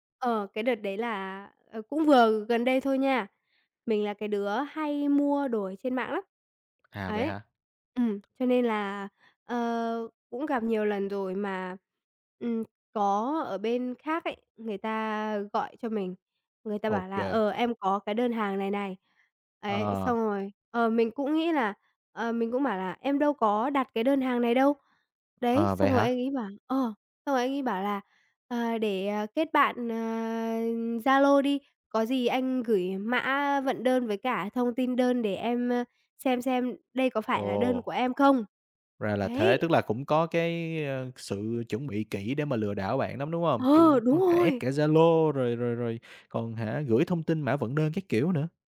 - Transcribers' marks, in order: tapping; in English: "add"
- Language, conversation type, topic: Vietnamese, podcast, Bạn có thể kể về lần bạn bị lừa trên mạng và bài học rút ra từ đó không?